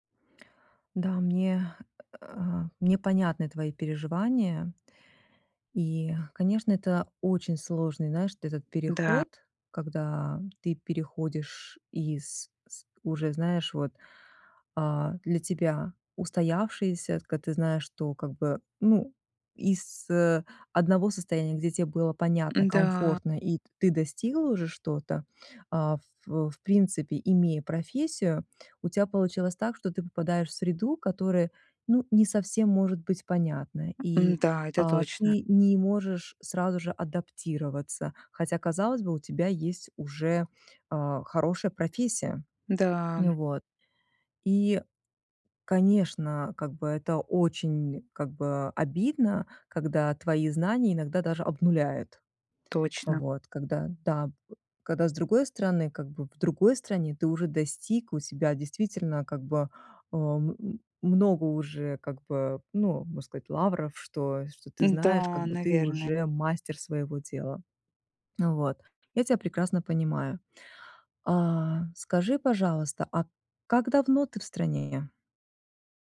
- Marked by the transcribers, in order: none
- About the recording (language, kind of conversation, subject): Russian, advice, Как мне отпустить прежние ожидания и принять новую реальность?